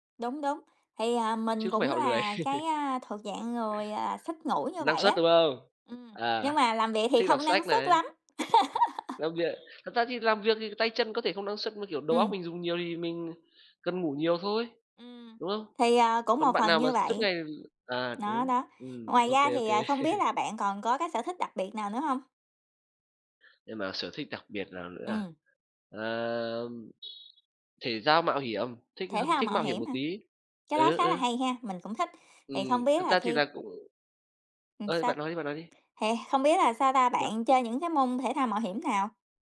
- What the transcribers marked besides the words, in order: laugh; horn; tapping; laugh; chuckle
- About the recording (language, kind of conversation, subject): Vietnamese, unstructured, Bạn có sở thích nào giúp bạn thể hiện cá tính của mình không?